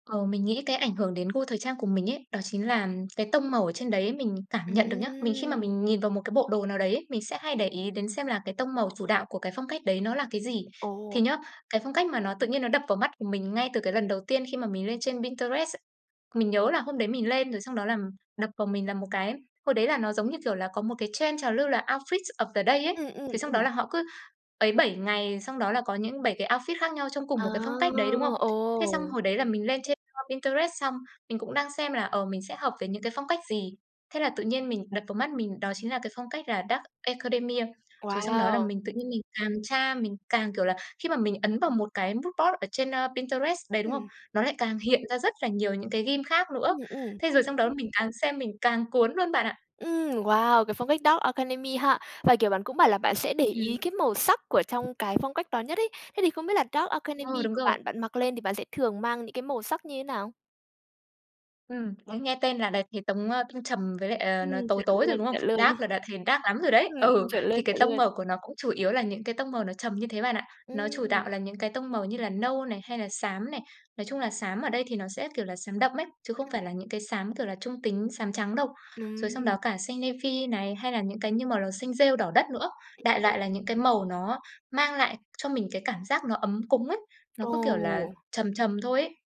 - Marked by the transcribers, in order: tapping; in English: "trend"; in English: "oufit of the day"; in English: "outfit"; in English: "mood board"; in English: "ghim"; "theme" said as "ghim"; other background noise; laugh; in English: "dark"; unintelligible speech
- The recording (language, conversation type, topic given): Vietnamese, podcast, Bạn thường lấy cảm hứng về phong cách từ đâu?